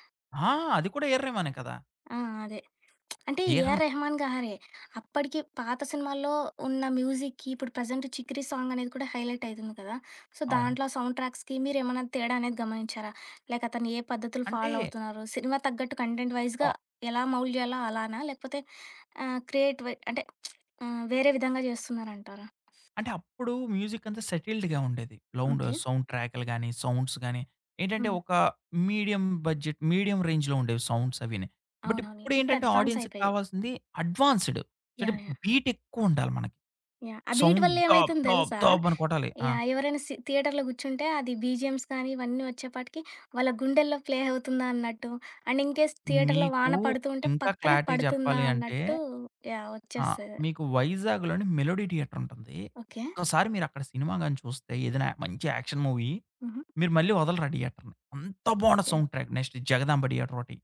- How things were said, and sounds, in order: lip smack; in English: "మ్యూజిక్‌కి"; in English: "ప్రెజెంట్"; in English: "సాంగ్"; in English: "హైలైట్"; in English: "సో"; in English: "సౌండ్ ట్రాక్స్‌కి"; in English: "ఫాలో"; in English: "కంటెంట్ వైస్‌గా"; in English: "మౌల్డ్"; in English: "క్రియేట్"; other background noise; lip smack; in English: "మ్యూజిక్"; in English: "సెటిల్డ్‌గా"; in English: "లౌండ్ సౌండ్"; in English: "సౌండ్స్"; in English: "మీడియం బడ్జెట్, మీడియం రేంజ్‌లో"; in English: "సౌండ్స్"; in English: "బట్"; in English: "అడ్వాన్స్"; in English: "ఆడియన్స్‌కి"; in English: "బీట్"; in English: "బీట్"; in English: "సౌండ్"; other noise; in English: "థియేటర్‌లో"; in English: "బీజీఎమ్స్"; in English: "ప్లే"; in English: "అండ్ ఇన్‌కేస్ థియేటర్‌లో"; in English: "క్లారిటీ"; in English: "మెలోడీ థియేటర్"; in English: "యాక్షన్ మూవీ"; in English: "థియేటర్‌ని"; stressed: "అంత"; in English: "సౌండ్ ట్రాక్ నెక్స్ట్"
- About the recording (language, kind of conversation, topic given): Telugu, podcast, సౌండ్‌ట్రాక్ ఒక సినిమాకు ఎంత ప్రభావం చూపుతుంది?